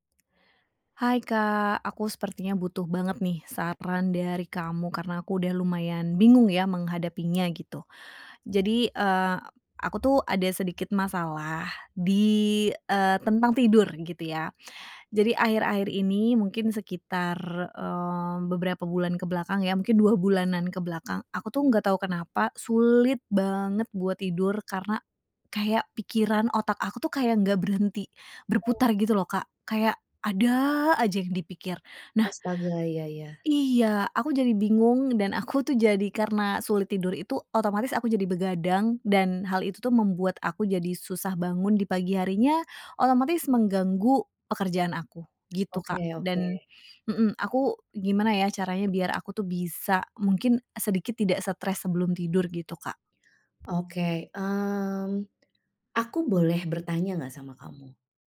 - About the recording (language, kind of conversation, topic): Indonesian, advice, Bagaimana kekhawatiran yang terus muncul membuat Anda sulit tidur?
- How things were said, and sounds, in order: other background noise; laughing while speaking: "aku tuh jadi"